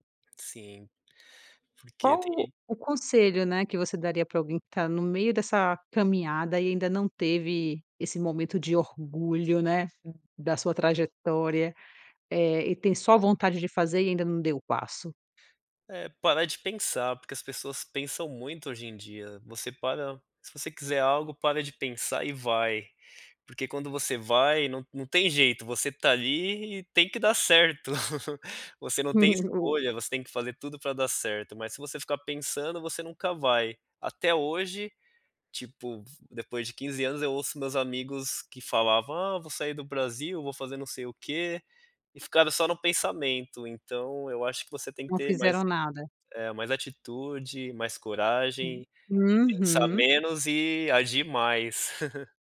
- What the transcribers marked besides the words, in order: laugh; unintelligible speech; laugh
- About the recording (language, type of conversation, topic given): Portuguese, podcast, Como foi o momento em que você se orgulhou da sua trajetória?